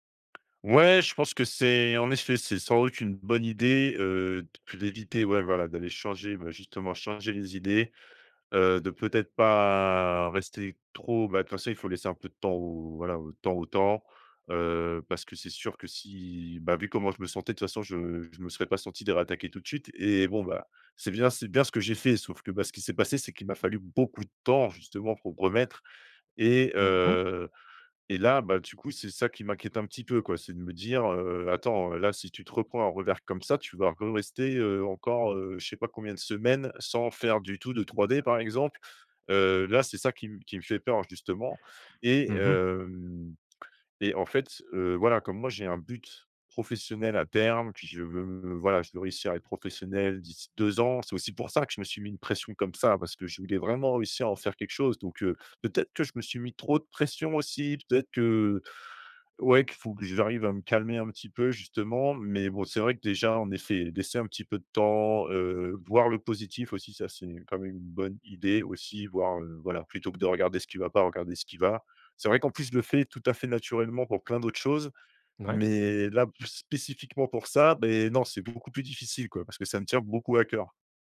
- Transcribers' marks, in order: other background noise; drawn out: "pas"; stressed: "beaucoup"; drawn out: "hem"
- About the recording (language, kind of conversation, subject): French, advice, Comment retrouver la motivation après un échec ou un revers ?